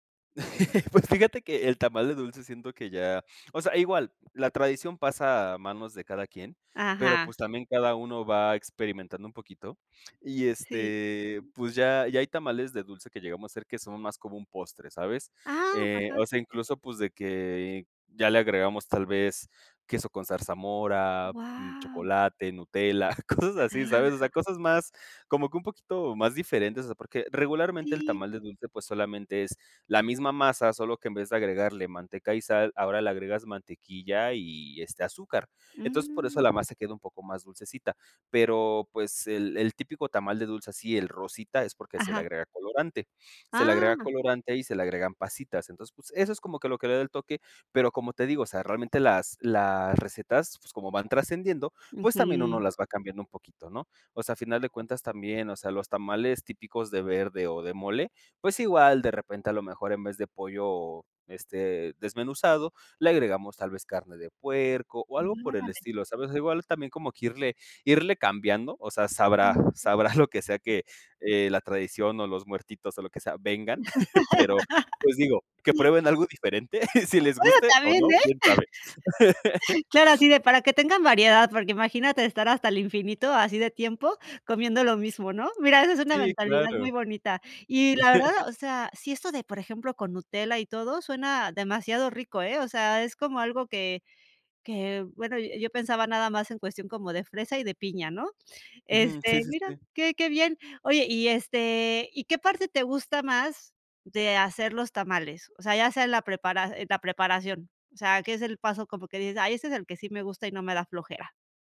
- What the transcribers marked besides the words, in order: other background noise; laughing while speaking: "Pues fíjate"; laughing while speaking: "cosas así"; chuckle; laugh; chuckle; chuckle; giggle; laugh; chuckle
- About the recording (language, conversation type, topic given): Spanish, podcast, ¿Tienes alguna receta familiar que hayas transmitido de generación en generación?